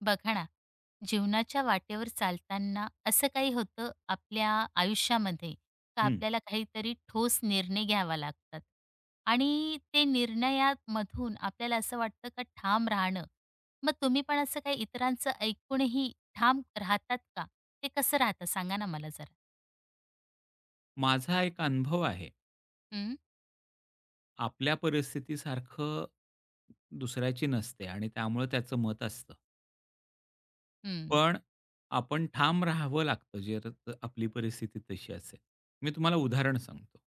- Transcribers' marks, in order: other background noise; tapping
- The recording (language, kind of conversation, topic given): Marathi, podcast, इतरांचं ऐकूनही ठाम कसं राहता?